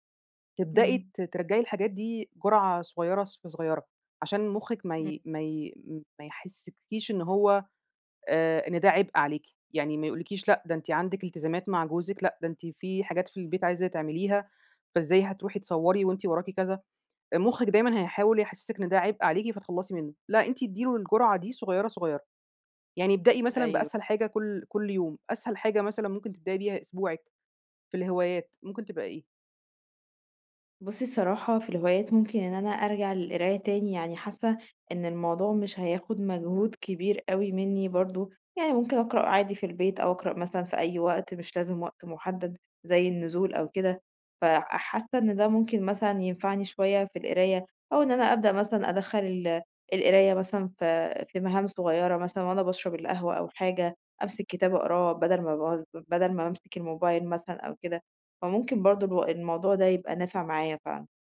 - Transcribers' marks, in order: unintelligible speech
- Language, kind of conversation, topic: Arabic, advice, ازاي أرجّع طاقتي للهوايات ولحياتي الاجتماعية؟